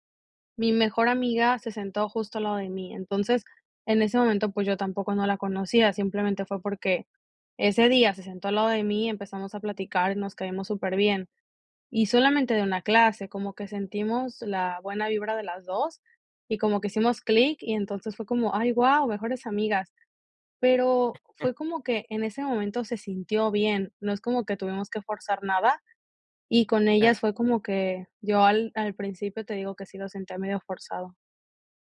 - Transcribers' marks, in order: none
- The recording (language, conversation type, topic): Spanish, podcast, ¿Qué amistad empezó de forma casual y sigue siendo clave hoy?